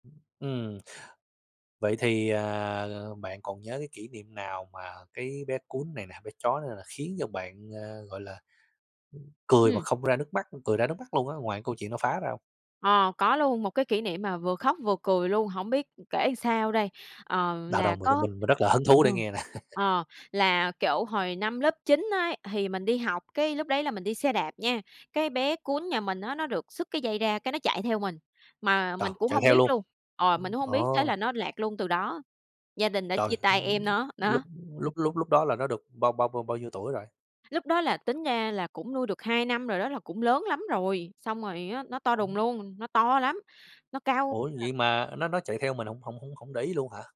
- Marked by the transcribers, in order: other background noise; tapping; laughing while speaking: "nè"; chuckle; unintelligible speech; unintelligible speech
- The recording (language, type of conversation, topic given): Vietnamese, podcast, Bạn có thể chia sẻ một kỷ niệm vui với thú nuôi của bạn không?